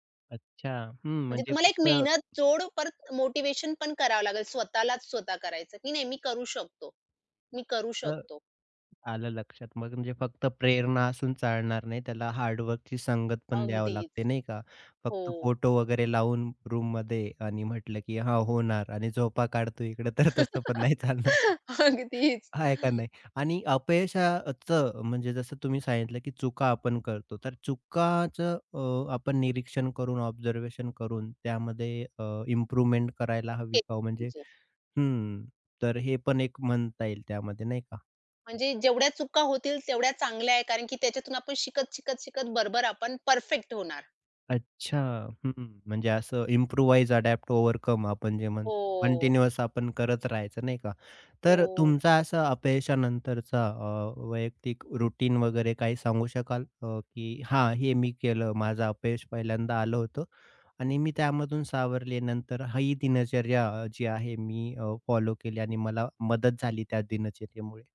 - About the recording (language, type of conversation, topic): Marathi, podcast, अपयशानंतर पुन्हा प्रयत्न करायला कसं वाटतं?
- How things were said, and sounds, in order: other background noise; in English: "रूममध्ये"; laughing while speaking: "तर तसं पण नाही चालणार"; chuckle; laughing while speaking: "अगदीच"; in English: "ऑब्झर्वेशन"; in English: "इम्प्रूव्हमेंट"; in English: "व्हिजन"; in English: "इम्प्रूवाइज, अडॅप्ट, ओव्हरकम"; in English: "कंटिन्युअस"; in English: "रूटीन"; tapping